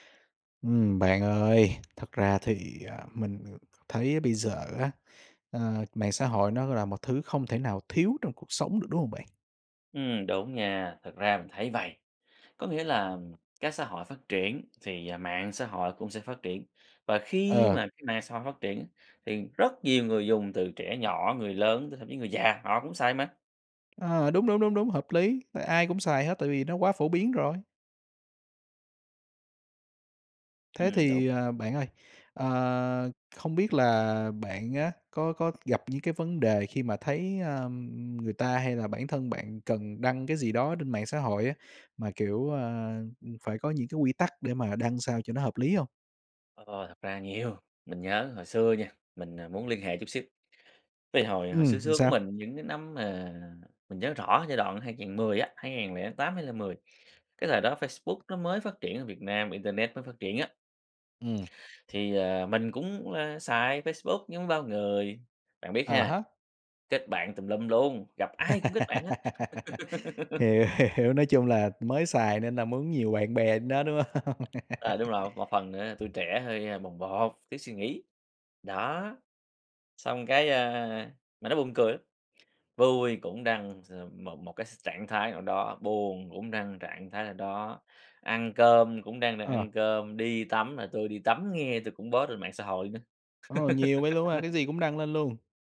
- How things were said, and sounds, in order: tapping; other background noise; laugh; laughing while speaking: "hiểu"; laugh; laughing while speaking: "hông?"; laugh; in English: "post"; laugh
- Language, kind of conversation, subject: Vietnamese, podcast, Bạn chọn đăng gì công khai, đăng gì để riêng tư?